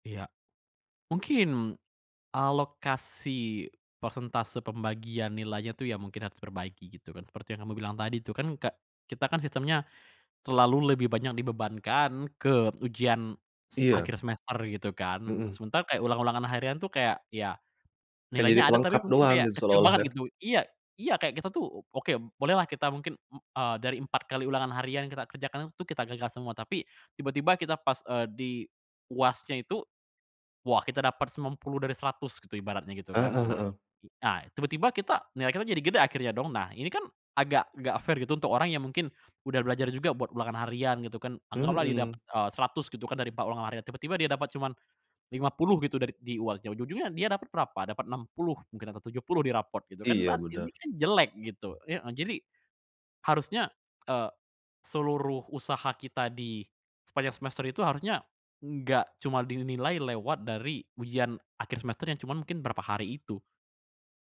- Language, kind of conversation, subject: Indonesian, podcast, Bagaimana kamu bisa menghindari mengulangi kesalahan yang sama?
- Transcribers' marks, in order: in English: "fair"